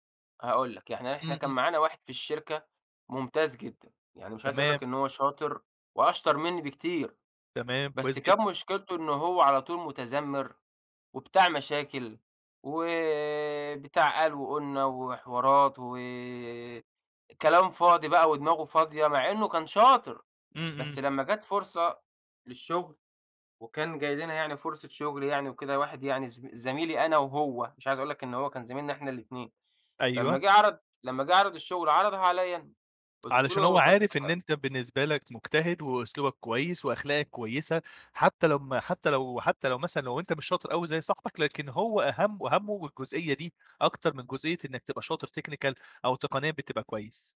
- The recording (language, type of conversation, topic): Arabic, podcast, إيه دور العلاقات والمعارف في تغيير الشغل؟
- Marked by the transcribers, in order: tapping; in English: "technical"